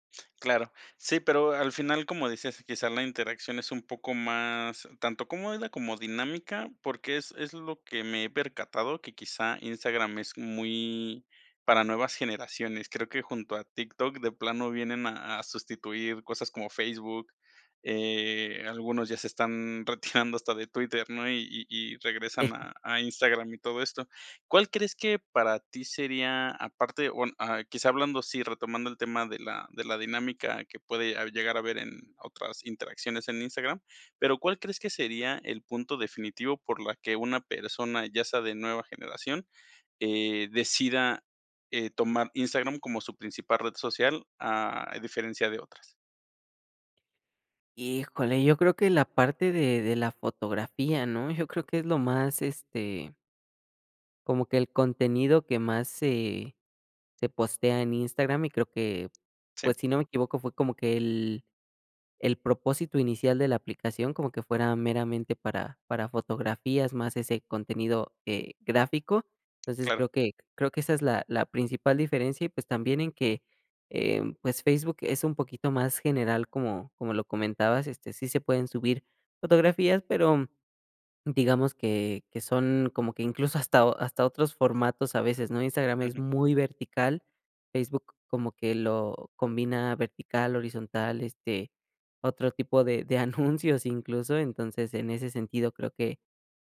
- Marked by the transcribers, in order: chuckle; other background noise; chuckle
- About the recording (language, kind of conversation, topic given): Spanish, podcast, ¿Qué te frena al usar nuevas herramientas digitales?